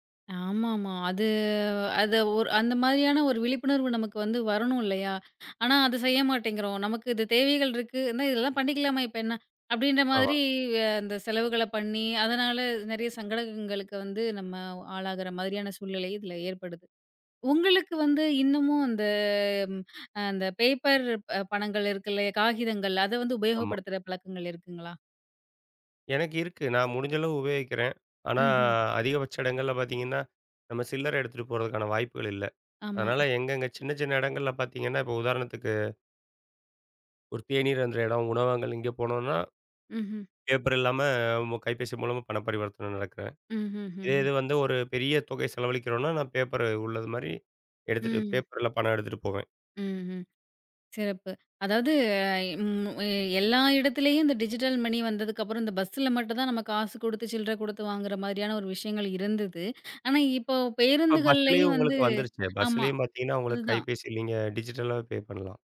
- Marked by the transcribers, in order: tapping; other noise; in English: "டிஜிட்டல் மணி"; in English: "டிஜிட்டலா பே"
- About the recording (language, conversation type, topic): Tamil, podcast, பணத்தைப் பயன்படுத்தாமல் செய்யும் மின்னணு பணப்பரிமாற்றங்கள் உங்கள் நாளாந்த வாழ்க்கையின் ஒரு பகுதியாக எப்போது, எப்படித் தொடங்கின?